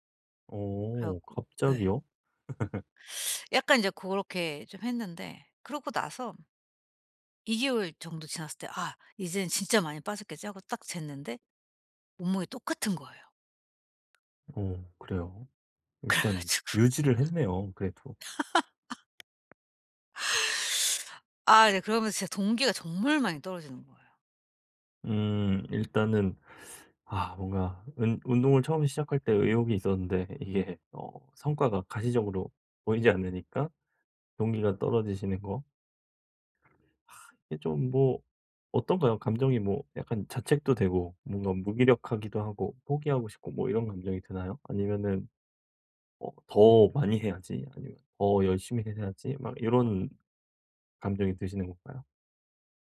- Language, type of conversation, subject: Korean, advice, 동기부여가 떨어질 때도 운동을 꾸준히 이어가기 위한 전략은 무엇인가요?
- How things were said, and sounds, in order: laugh; other background noise; laughing while speaking: "그래 가지고"; laugh; laughing while speaking: "이게"; laughing while speaking: "보이지"; tapping; other noise